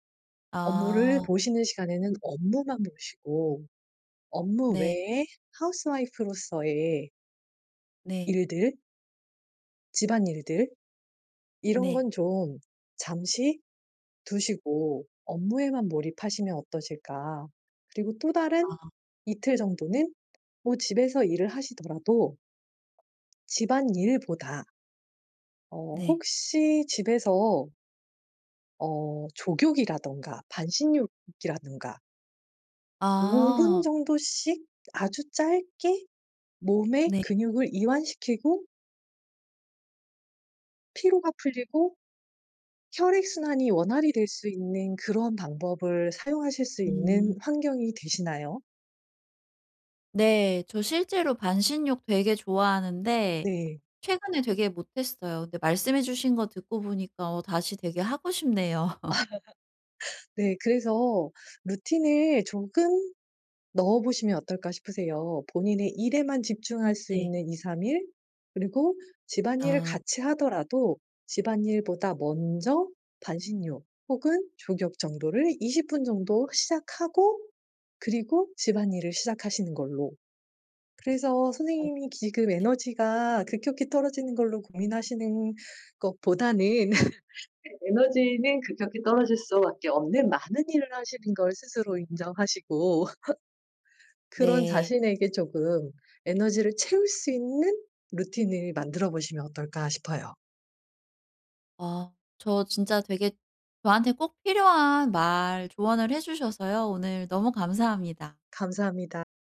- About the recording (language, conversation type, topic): Korean, advice, 오후에 갑자기 에너지가 떨어질 때 낮잠이 도움이 될까요?
- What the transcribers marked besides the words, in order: put-on voice: "하우스 와이프"; in English: "하우스 와이프"; tapping; other background noise; laugh; laughing while speaking: "아"; laugh; laugh; laugh